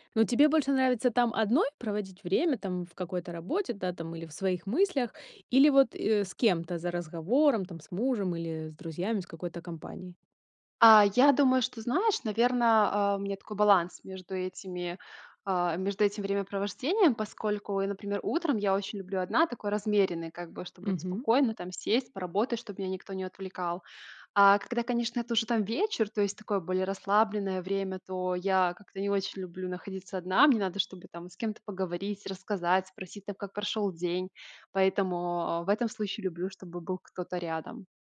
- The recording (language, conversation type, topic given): Russian, podcast, Где в доме тебе уютнее всего и почему?
- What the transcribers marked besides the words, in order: none